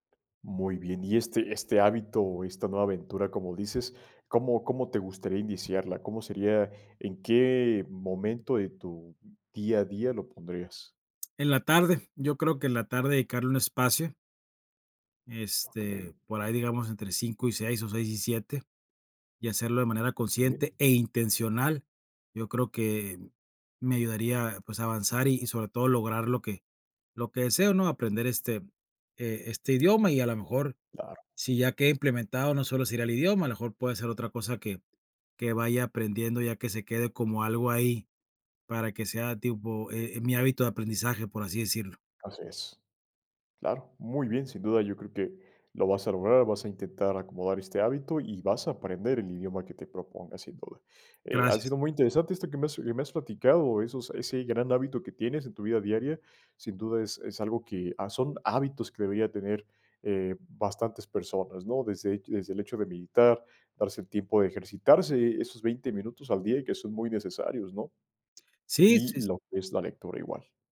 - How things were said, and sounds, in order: other background noise
- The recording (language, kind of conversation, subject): Spanish, podcast, ¿Qué hábito te ayuda a crecer cada día?